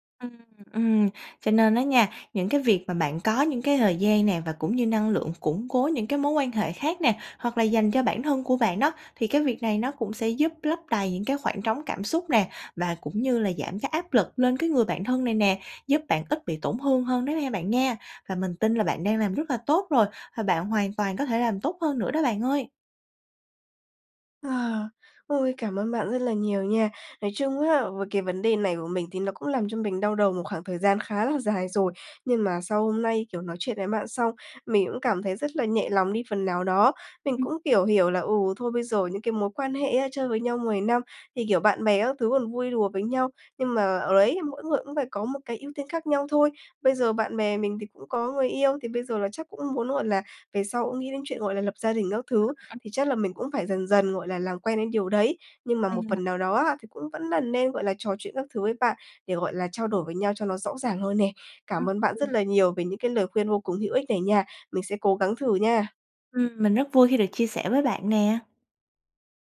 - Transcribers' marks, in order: other background noise; unintelligible speech
- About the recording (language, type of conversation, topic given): Vietnamese, advice, Làm sao để xử lý khi tình cảm bạn bè không được đáp lại tương xứng?